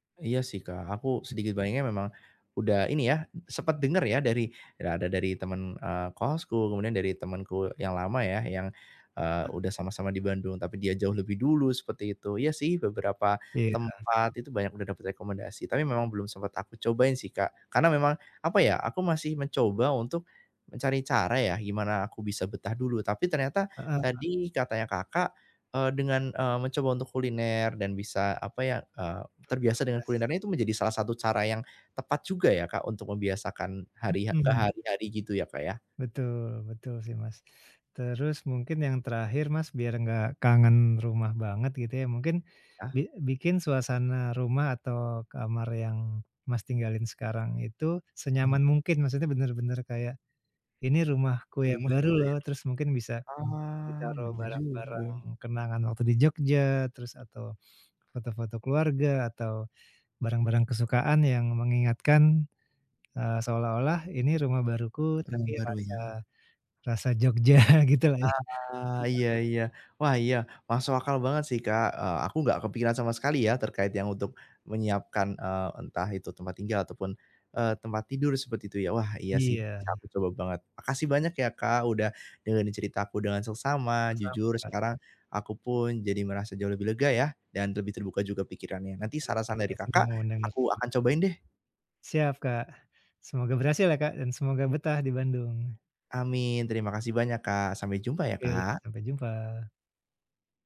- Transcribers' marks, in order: other background noise; laughing while speaking: "Jogja gitulah ya"; unintelligible speech; unintelligible speech
- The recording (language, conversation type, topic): Indonesian, advice, Bagaimana cara menyesuaikan kebiasaan dan rutinitas sehari-hari agar nyaman setelah pindah?